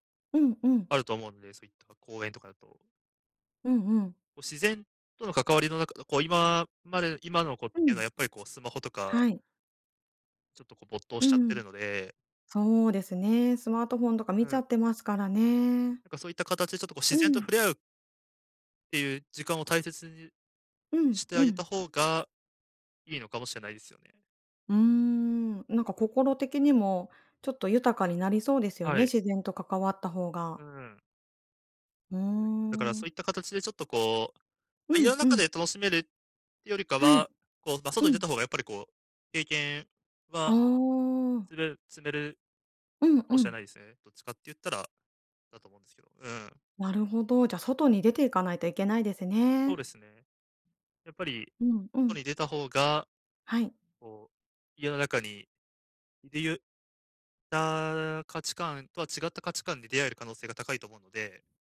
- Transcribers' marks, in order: other background noise
- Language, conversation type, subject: Japanese, advice, 簡素な生活で経験を増やすにはどうすればよいですか？